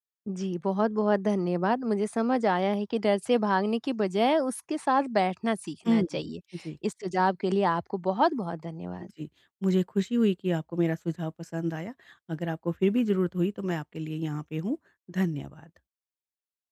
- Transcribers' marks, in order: none
- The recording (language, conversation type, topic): Hindi, advice, असफलता के डर को नियंत्रित करना